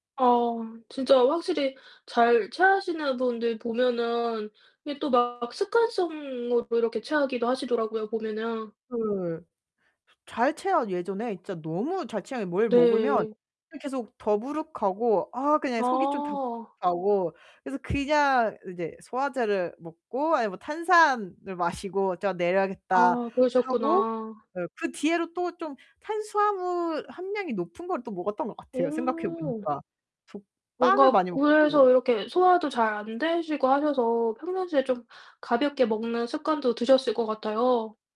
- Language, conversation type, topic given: Korean, podcast, 평일 아침에는 보통 어떤 루틴으로 하루를 시작하시나요?
- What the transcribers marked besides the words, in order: distorted speech